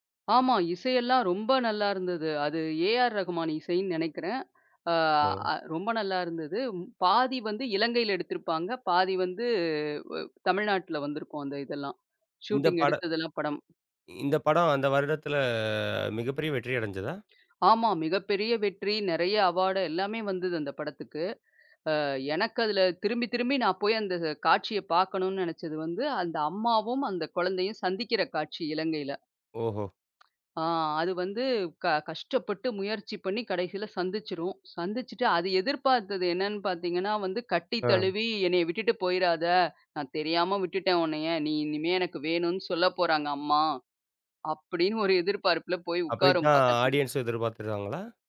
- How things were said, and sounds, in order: drawn out: "வந்து"; in English: "ஷூட்டிங்"; drawn out: "வருடத்துல"; in English: "அவார்ட்"; tapping; in English: "ஆடியன்ஸும்"
- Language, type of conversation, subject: Tamil, podcast, மறுபடியும் பார்க்கத் தூண்டும் திரைப்படங்களில் பொதுவாக என்ன அம்சங்கள் இருக்கும்?